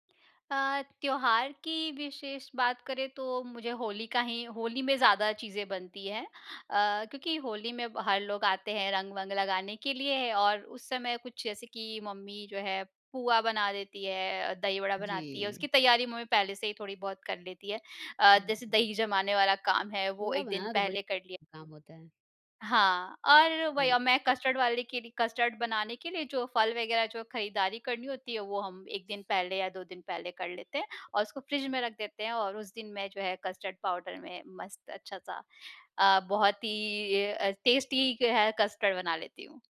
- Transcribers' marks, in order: in English: "टेस्टी"
- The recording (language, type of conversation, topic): Hindi, podcast, आप किसी त्योहार पर घर में मेहमानों के लिए खाने-पीने की व्यवस्था कैसे संभालते हैं?